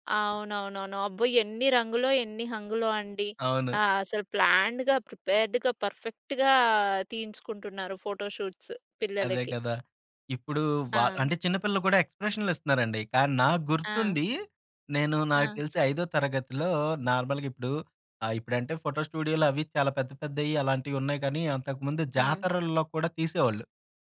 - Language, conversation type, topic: Telugu, podcast, మీ కుటుంబపు పాత ఫోటోలు మీకు ఏ భావాలు తెస్తాయి?
- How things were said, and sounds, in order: in English: "ప్లాన్‌డ్‌గా ప్రిపేర్డ్‌గా పర్‌ఫెక్ట్‌గా"; in English: "ఫోటో షూట్స్"; in English: "ఎక్స్‌ప్రెషన్‌లు"; in English: "నార్మల్‌గా"